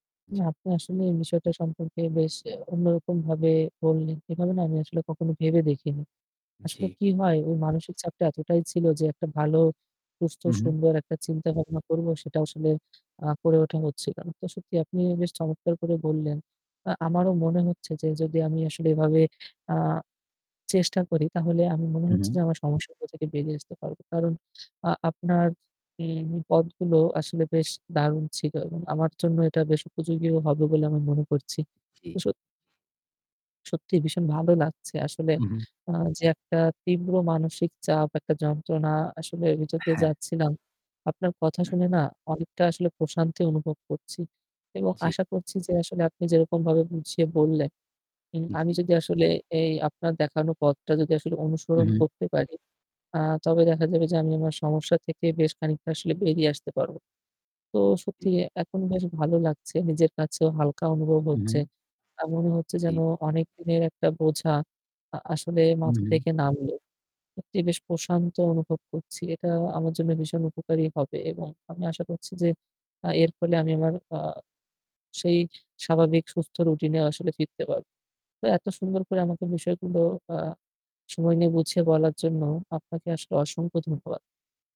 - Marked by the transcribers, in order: static; other noise
- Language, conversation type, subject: Bengali, advice, আর্থিক চাপ কীভাবে আপনার জীবনযাপন ও মানসিক স্বাস্থ্যে প্রভাব ফেলছে?